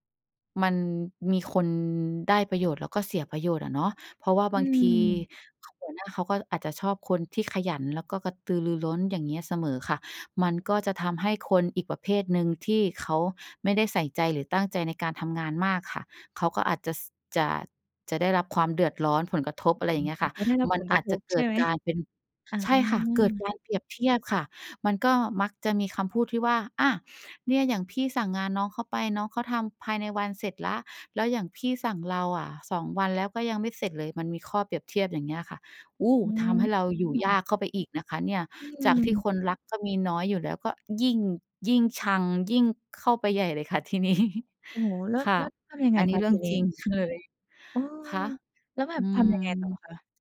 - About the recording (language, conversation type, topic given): Thai, podcast, ทำอย่างไรให้รักษานิสัยที่ดีไว้ได้นานๆ?
- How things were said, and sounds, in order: other background noise; laughing while speaking: "นี้"